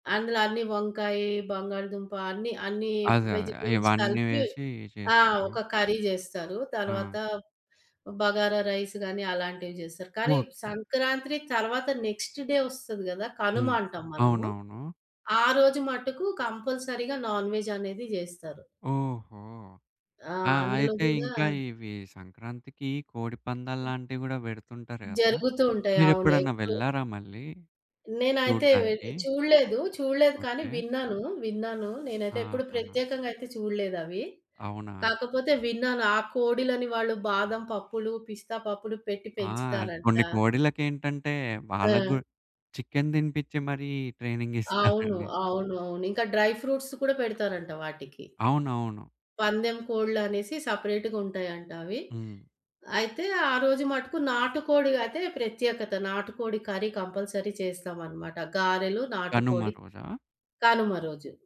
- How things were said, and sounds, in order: in English: "వెజిటబుల్స్"; in English: "కర్రీ"; in English: "రైస్"; in English: "నెక్స్ట్ డే"; in English: "కంపల్సరీగా"; other background noise; in English: "ట్రైనింగ్"; in English: "డ్రై ఫ్రూట్స్"; in English: "సెపరేట్‌గా"; in English: "కర్రీ కంపల్సరీ"
- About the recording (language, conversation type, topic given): Telugu, podcast, పండగల కోసం సులభంగా, త్వరగా తయారయ్యే వంటకాలు ఏవి?